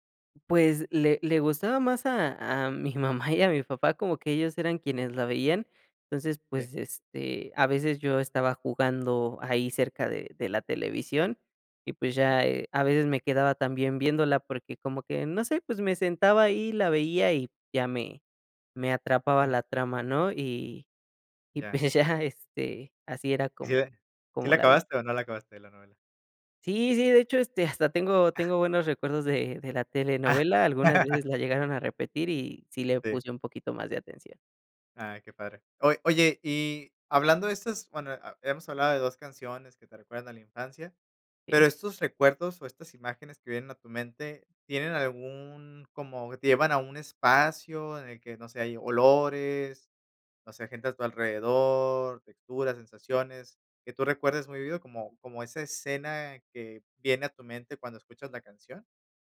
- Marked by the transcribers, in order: other background noise; laughing while speaking: "ya"; laugh
- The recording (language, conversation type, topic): Spanish, podcast, ¿Qué canción te transporta a la infancia?